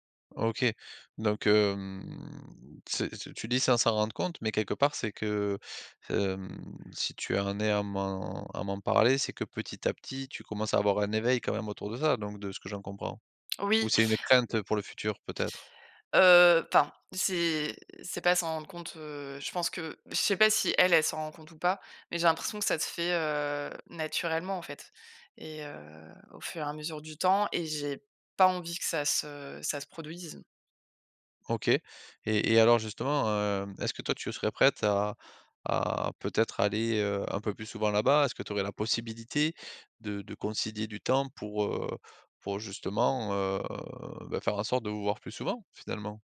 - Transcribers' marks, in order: drawn out: "heu"
- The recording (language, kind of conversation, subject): French, advice, Comment maintenir une amitié forte malgré la distance ?